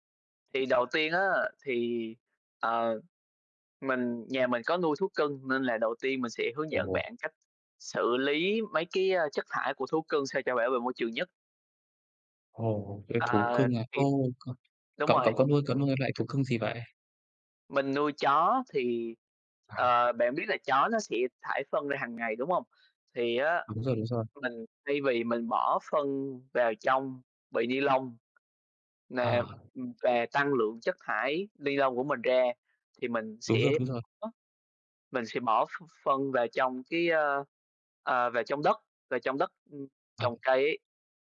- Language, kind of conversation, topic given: Vietnamese, unstructured, Làm thế nào để giảm rác thải nhựa trong nhà bạn?
- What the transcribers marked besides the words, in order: none